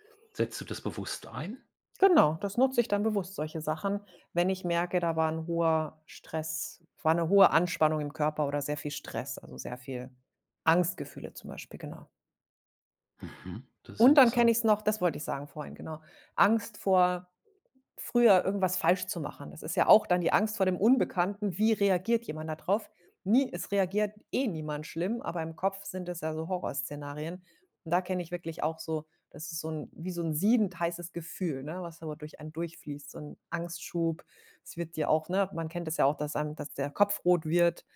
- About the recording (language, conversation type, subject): German, podcast, Wie gehst du mit der Angst vor dem Unbekannten um?
- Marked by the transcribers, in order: other background noise